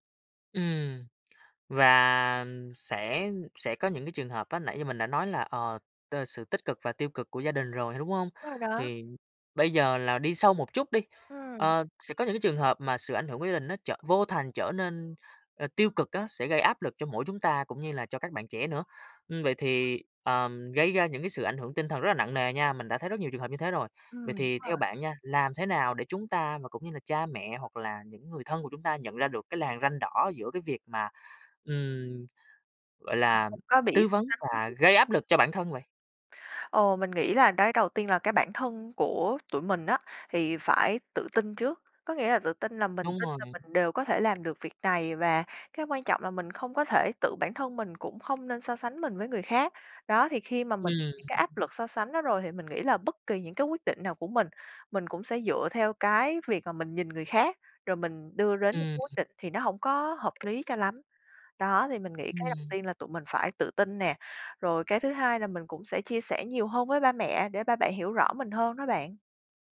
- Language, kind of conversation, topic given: Vietnamese, podcast, Gia đình ảnh hưởng đến những quyết định quan trọng trong cuộc đời bạn như thế nào?
- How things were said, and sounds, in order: tapping; background speech; unintelligible speech